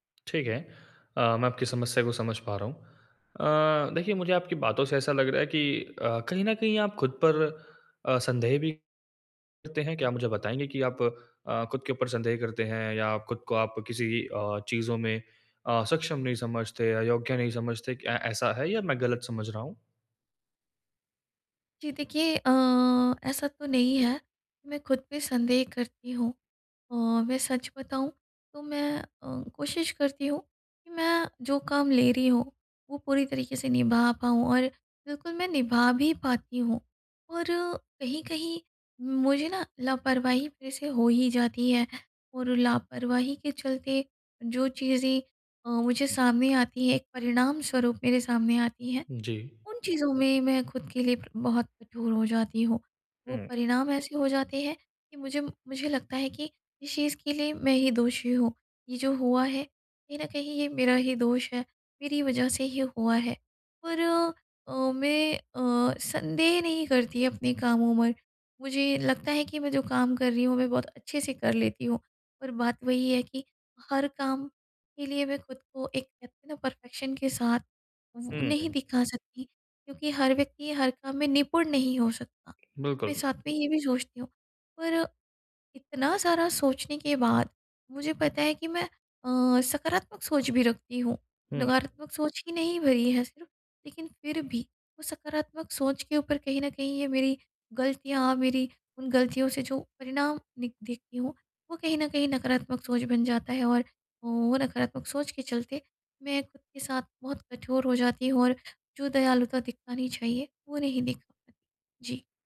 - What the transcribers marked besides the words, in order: in English: "परफेक्शन"
- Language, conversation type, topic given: Hindi, advice, आप स्वयं के प्रति दयालु कैसे बन सकते/सकती हैं?